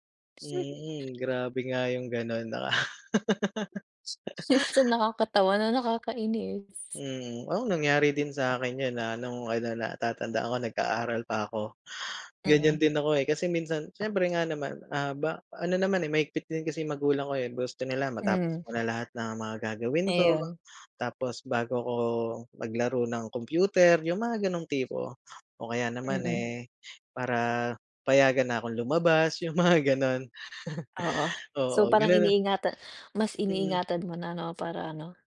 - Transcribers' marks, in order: laugh; tapping; chuckle
- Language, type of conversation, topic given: Filipino, unstructured, Paano mo hinaharap ang mga pangyayaring nagdulot ng sakit sa damdamin mo?